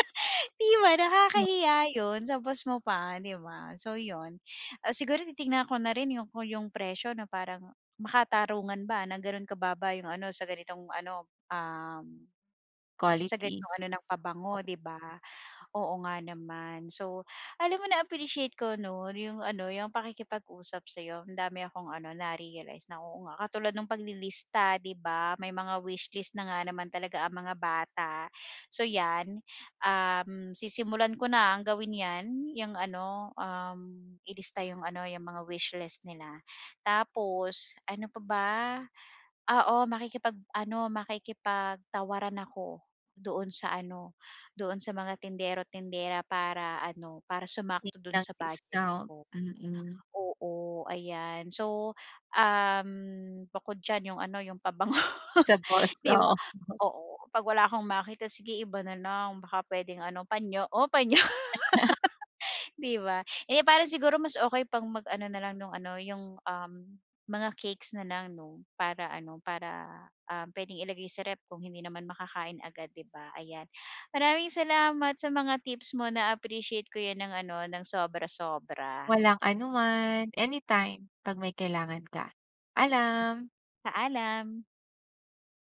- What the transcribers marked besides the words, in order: laugh; laugh
- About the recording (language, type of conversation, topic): Filipino, advice, Bakit ako nalilito kapag napakaraming pagpipilian sa pamimili?